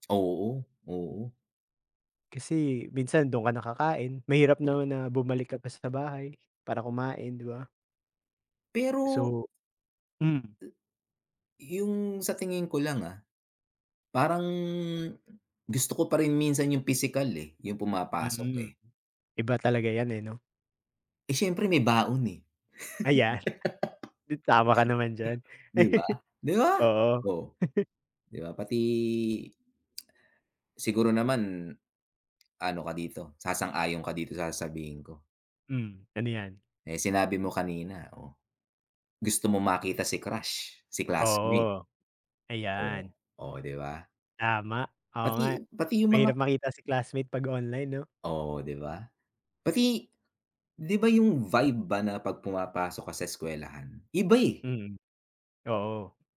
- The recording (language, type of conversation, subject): Filipino, unstructured, Paano nagbago ang paraan ng pag-aaral dahil sa mga plataporma sa internet para sa pagkatuto?
- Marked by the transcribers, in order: tapping; chuckle; laugh; laugh; chuckle